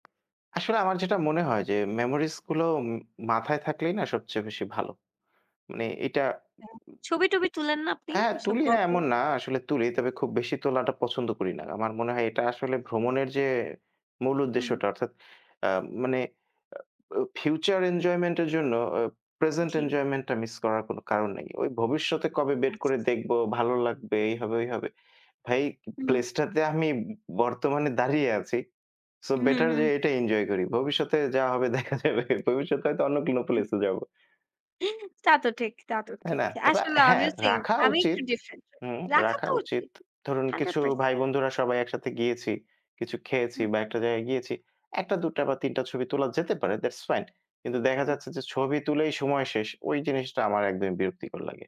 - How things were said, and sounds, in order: tapping; "বের" said as "বেট"; laughing while speaking: "দেখা যাবে"; groan
- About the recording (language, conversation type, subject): Bengali, unstructured, আপনি কি মনে করেন, ভ্রমণ জীবনের গল্প গড়ে তোলে?